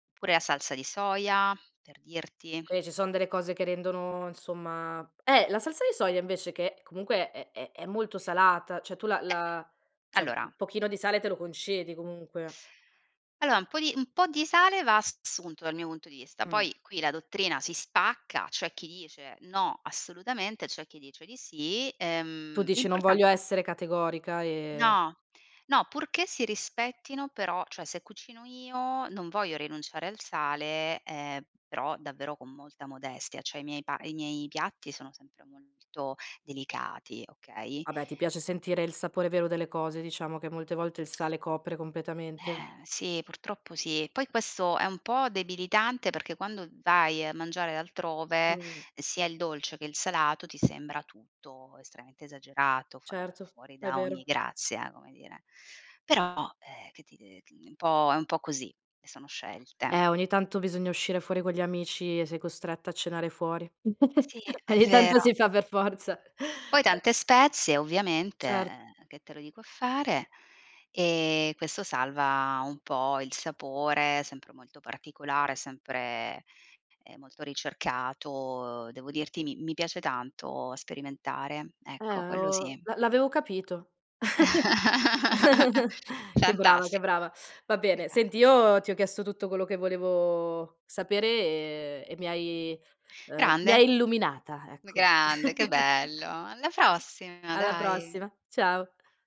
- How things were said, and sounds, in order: "cioè" said as "ceh"; "cioè" said as "ceh"; other background noise; lip smack; tapping; "estremamente" said as "estreamente"; giggle; laughing while speaking: "Ogni"; laugh; chuckle
- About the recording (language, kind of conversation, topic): Italian, podcast, Come prepari pasti veloci nei giorni più impegnativi?